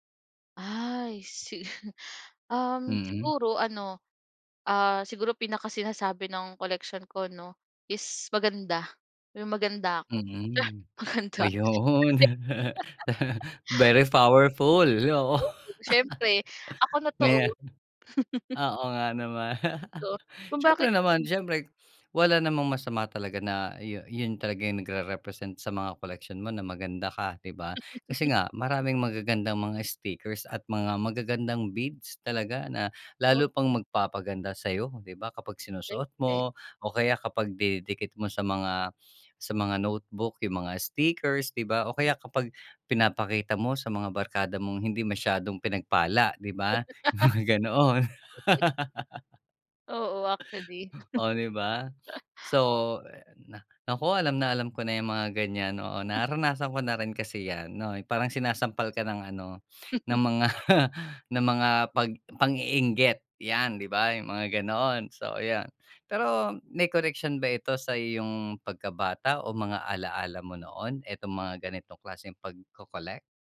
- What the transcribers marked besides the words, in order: chuckle; laugh; chuckle; laugh; background speech; other background noise; chuckle; laugh; laughing while speaking: "Yung mga ganon"; laugh; chuckle; chuckle; laughing while speaking: "mga"
- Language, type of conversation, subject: Filipino, podcast, May koleksyon ka ba noon, at bakit mo ito kinolekta?